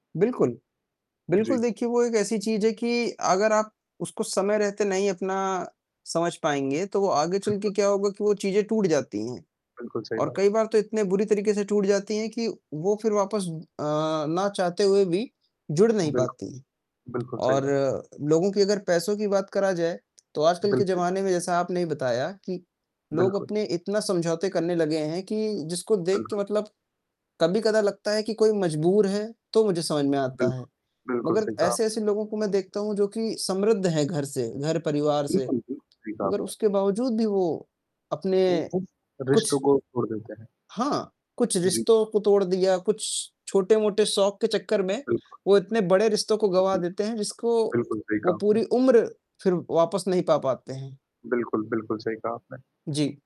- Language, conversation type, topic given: Hindi, unstructured, पैसे के लिए आप कितना समझौता कर सकते हैं?
- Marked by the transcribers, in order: static; unintelligible speech; distorted speech; tapping